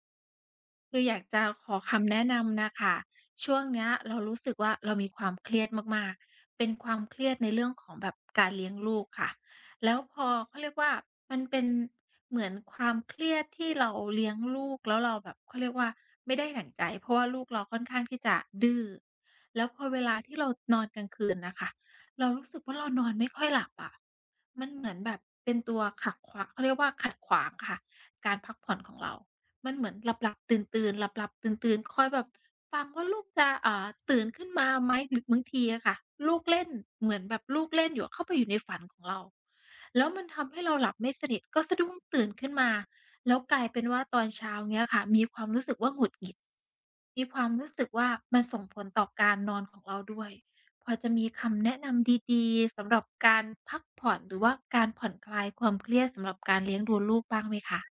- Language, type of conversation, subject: Thai, advice, ความเครียดทำให้พักผ่อนไม่ได้ ควรผ่อนคลายอย่างไร?
- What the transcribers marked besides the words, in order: other background noise